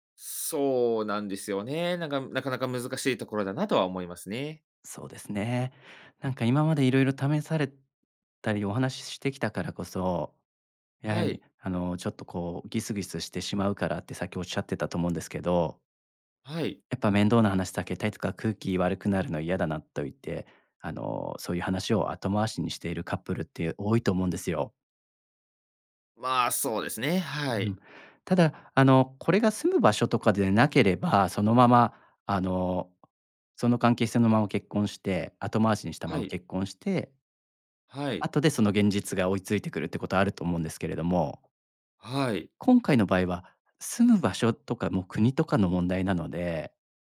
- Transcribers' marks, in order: none
- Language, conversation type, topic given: Japanese, advice, 結婚や将来についての価値観が合わないと感じるのはなぜですか？